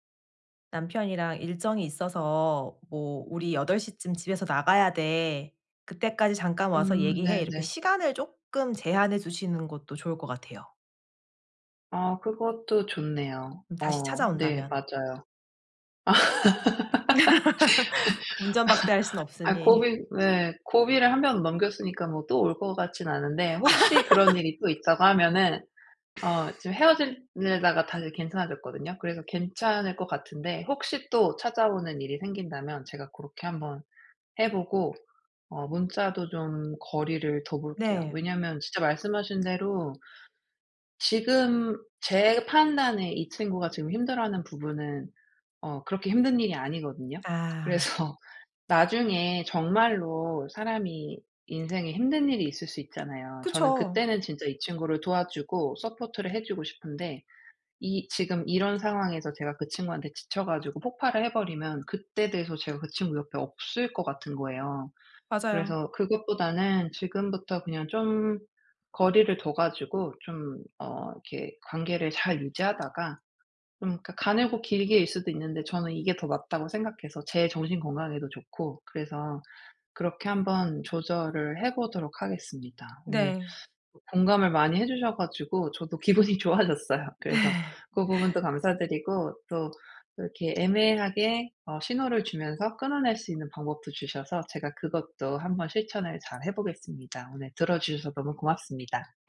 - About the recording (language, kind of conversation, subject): Korean, advice, 친구들과 건강한 경계를 정하고 이를 어떻게 의사소통할 수 있을까요?
- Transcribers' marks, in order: laughing while speaking: "아"; laugh; laugh; other background noise; laughing while speaking: "그래서"; in English: "서포트를"; laughing while speaking: "기분이 좋아졌어요"; laugh